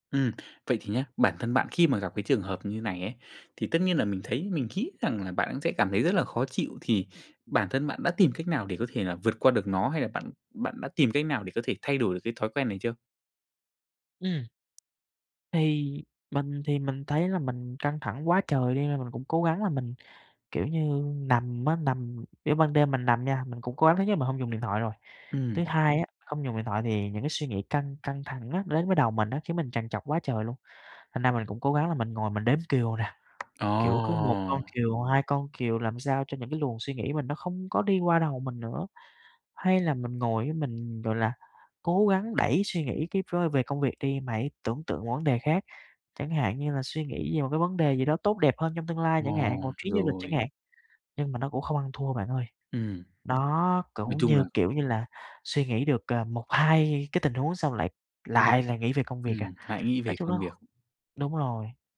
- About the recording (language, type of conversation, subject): Vietnamese, advice, Vì sao tôi khó ngủ và hay trằn trọc suy nghĩ khi bị căng thẳng?
- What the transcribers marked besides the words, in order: other background noise; tapping; in English: "kíp"; "skip" said as "kíp"